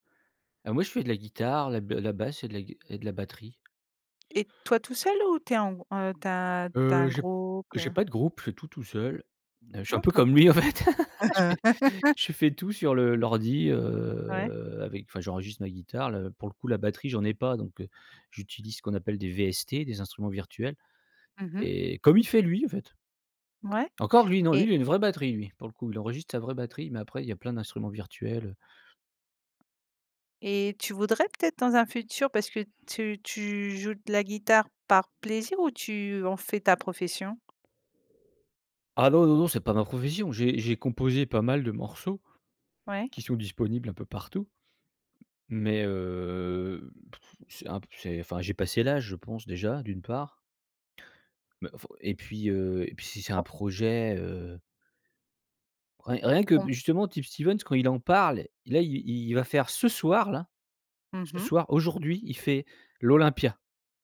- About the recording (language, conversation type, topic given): French, podcast, Quel concert t’a vraiment marqué ?
- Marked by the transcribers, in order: tapping; laugh; drawn out: "heu"; sigh